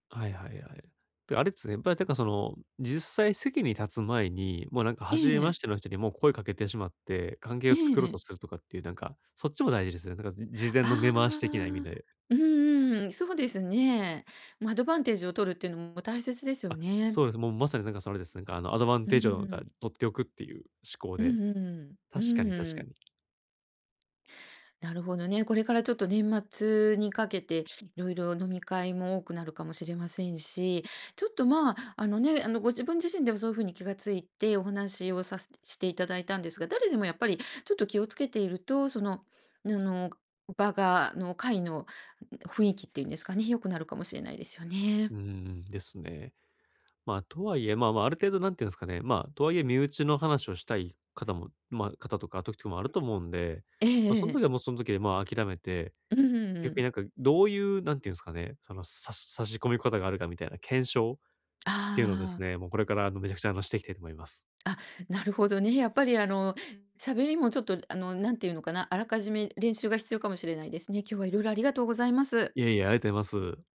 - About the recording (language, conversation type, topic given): Japanese, advice, 友達の会話にうまく入れないとき、どうすれば自然に会話に加われますか？
- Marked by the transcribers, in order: none